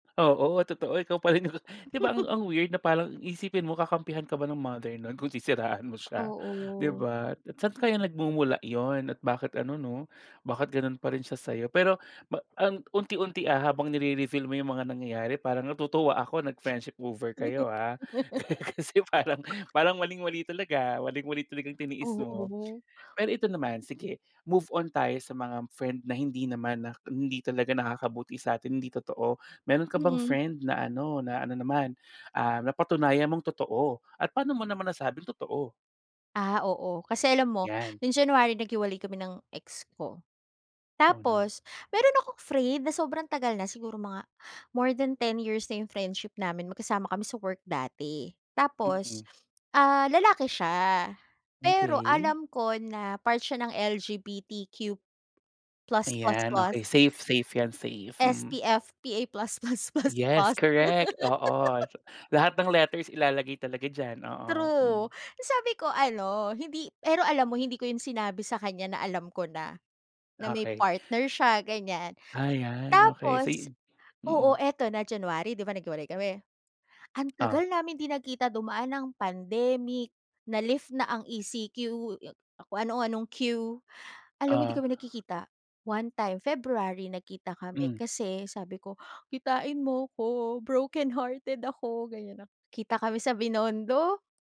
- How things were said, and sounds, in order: laughing while speaking: "pa rin 'yung"; chuckle; laughing while speaking: "sisiraan mo siya?"; other background noise; sniff; laugh; tapping; in English: "friendship over"; laugh; laughing while speaking: "Ka kasi parang parang maling-mali talaga Maling-mali talagang tiniis mo"; gasp; gasp; sniff; laughing while speaking: "plus plus plus"; laugh; sad: "Kitain mo ko brokenhearted ako"; laughing while speaking: "Binondo"
- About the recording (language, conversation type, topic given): Filipino, podcast, Ano ang malinaw na palatandaan ng isang tunay na kaibigan?